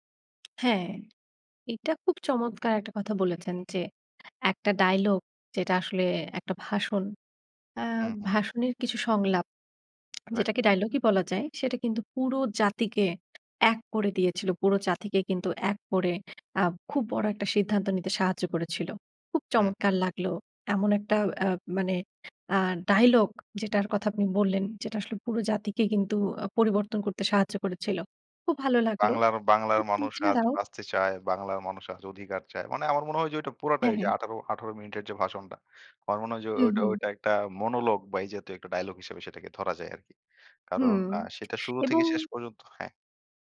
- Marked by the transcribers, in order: in English: "মনোলগ"
- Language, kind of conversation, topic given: Bengali, podcast, একটি বিখ্যাত সংলাপ কেন চিরস্থায়ী হয়ে যায় বলে আপনি মনে করেন?